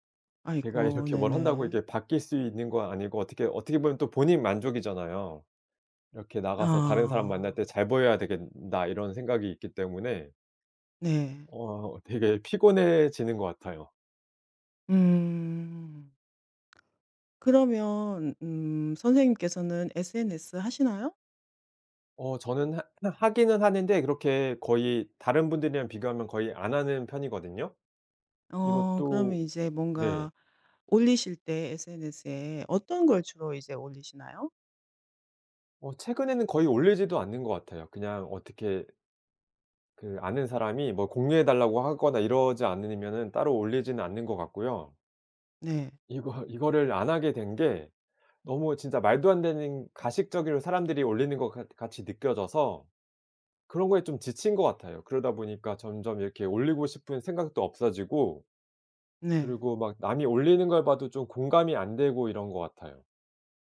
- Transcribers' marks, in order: laughing while speaking: "이렇게"; other background noise; laughing while speaking: "이거"; "가식적으로" said as "가식적이로"
- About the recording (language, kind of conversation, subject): Korean, podcast, 다른 사람과의 비교를 멈추려면 어떻게 해야 할까요?